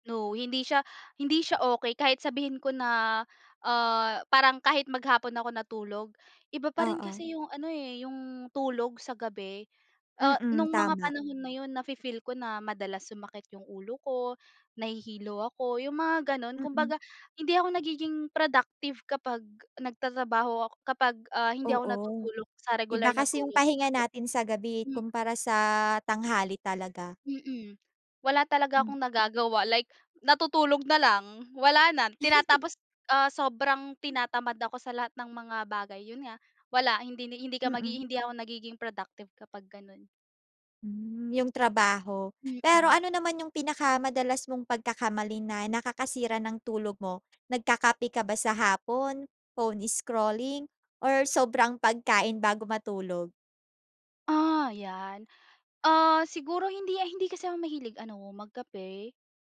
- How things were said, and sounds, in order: other background noise; in English: "productive"; tapping; in English: "productive"; in English: "phone scrolling"
- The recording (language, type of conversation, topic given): Filipino, podcast, Ano ang ginagawa mo bago matulog para mas mahimbing ang tulog mo?